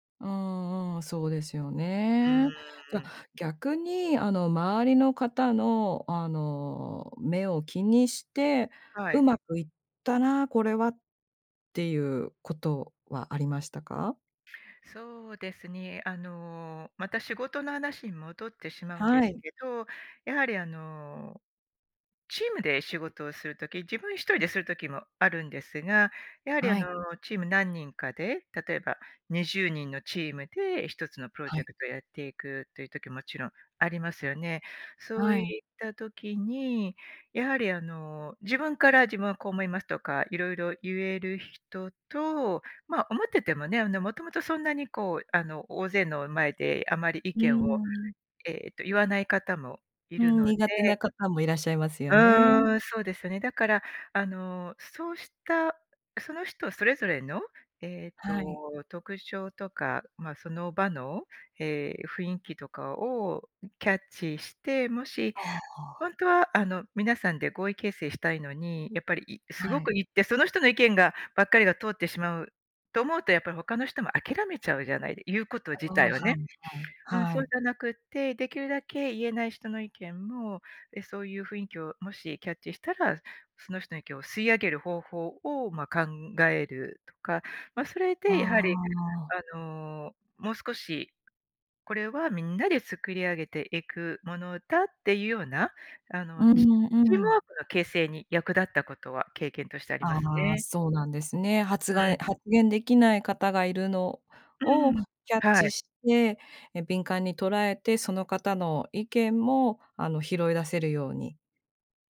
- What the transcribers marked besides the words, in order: none
- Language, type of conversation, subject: Japanese, podcast, 周りの目を気にしてしまうのはどんなときですか？